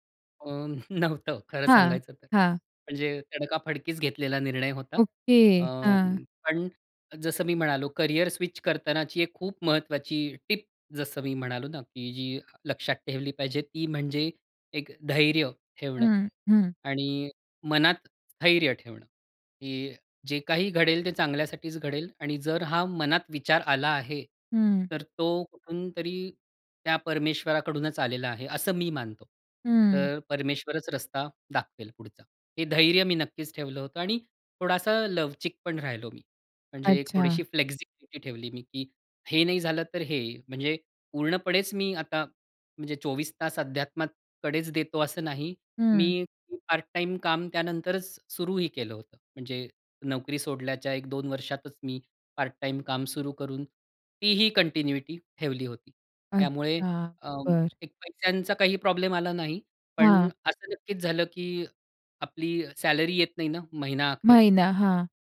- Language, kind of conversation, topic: Marathi, podcast, करिअर बदलायचं असलेल्या व्यक्तीला तुम्ही काय सल्ला द्याल?
- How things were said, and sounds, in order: laughing while speaking: "नव्हतं"; other background noise; stressed: "टिप"; in English: "फ्लेक्सिबिलीटी"; in English: "कंटिन्यूटी"